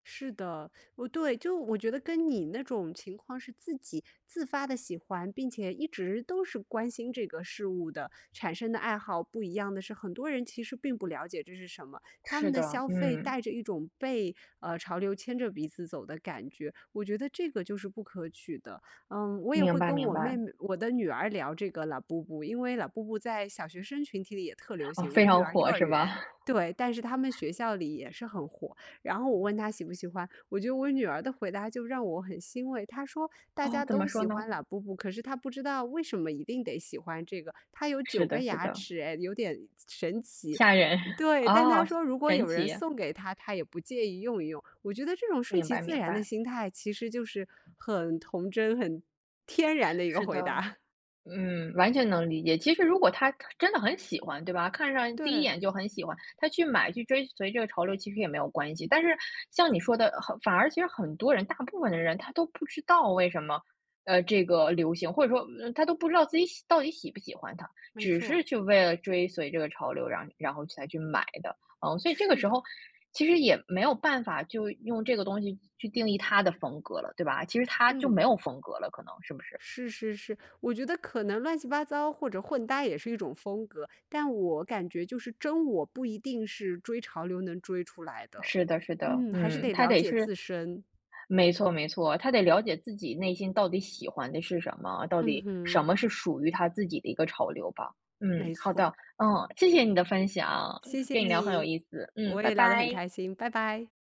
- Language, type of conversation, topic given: Chinese, podcast, 如何在追随潮流的同时保持真实的自己？
- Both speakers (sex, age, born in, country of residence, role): female, 30-34, China, United States, guest; female, 35-39, China, United States, host
- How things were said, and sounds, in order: other background noise; other noise; chuckle